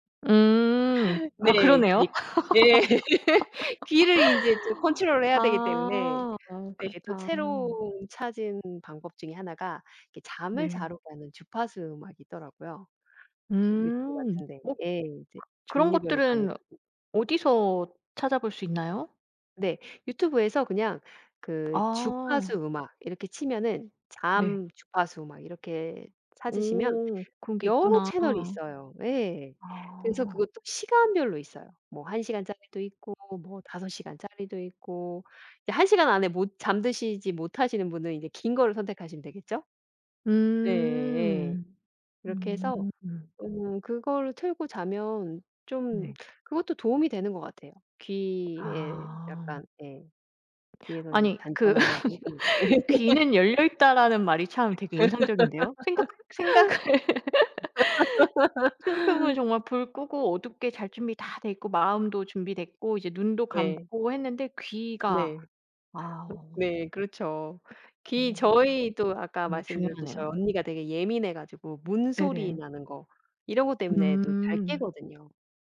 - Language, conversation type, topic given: Korean, podcast, 편하게 잠들려면 보통 무엇을 신경 쓰시나요?
- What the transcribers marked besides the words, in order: other background noise; laugh; laugh; tapping; laugh; laugh; laughing while speaking: "생각을"; laugh; laugh